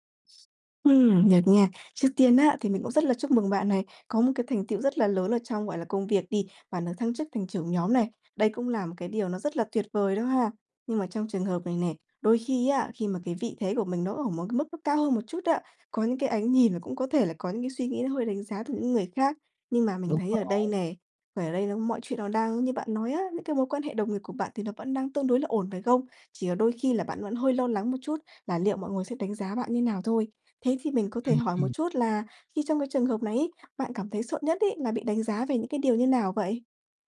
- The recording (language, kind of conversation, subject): Vietnamese, advice, Làm sao để bớt lo lắng về việc người khác đánh giá mình khi vị thế xã hội thay đổi?
- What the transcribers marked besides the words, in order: other background noise; tapping